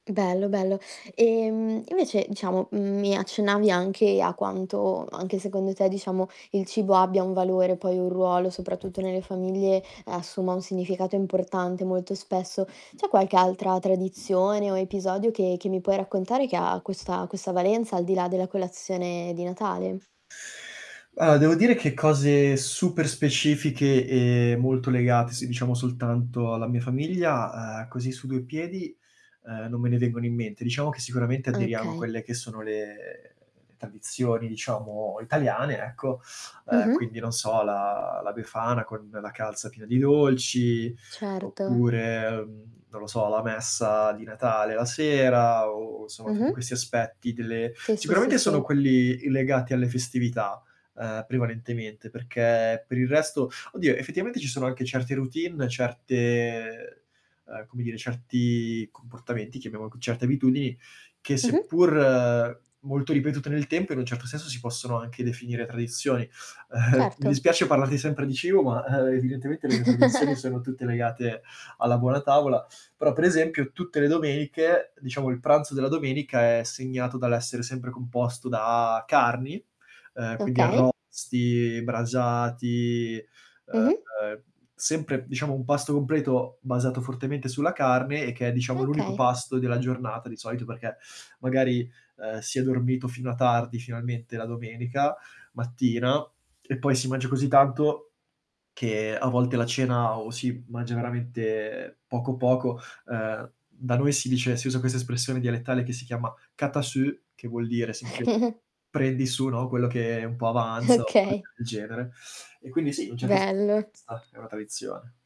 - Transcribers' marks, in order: static; tapping; other background noise; drawn out: "le"; "tradizioni" said as "tadizioni"; "effettivamente" said as "effettivaemente"; drawn out: "certe"; chuckle; chuckle; distorted speech; drawn out: "veramente"; chuckle; laughing while speaking: "Okay"; "certo" said as "cetto"
- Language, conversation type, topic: Italian, podcast, Qual è una tradizione di famiglia che vuoi mantenere?